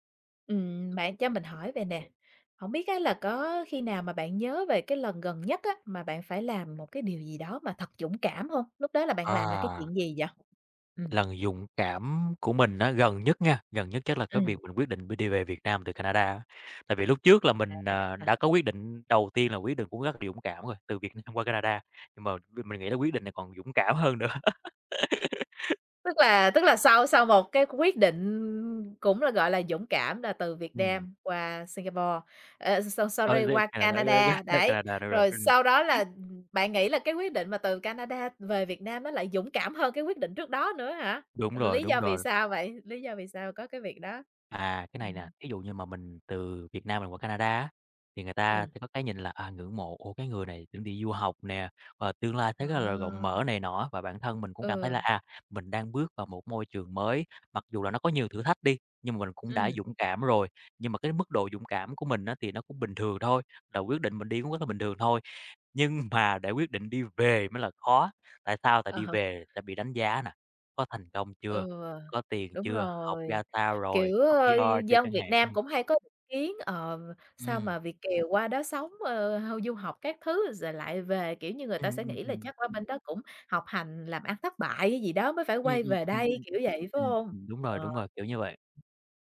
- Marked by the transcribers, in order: tapping; other background noise; laughing while speaking: "nữa"; laugh; in English: "so sorry"; unintelligible speech; laughing while speaking: "ra"; other noise; laughing while speaking: "Nhưng"; in English: "P-R"
- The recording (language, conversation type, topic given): Vietnamese, podcast, Bạn có thể kể về lần bạn đã dũng cảm nhất không?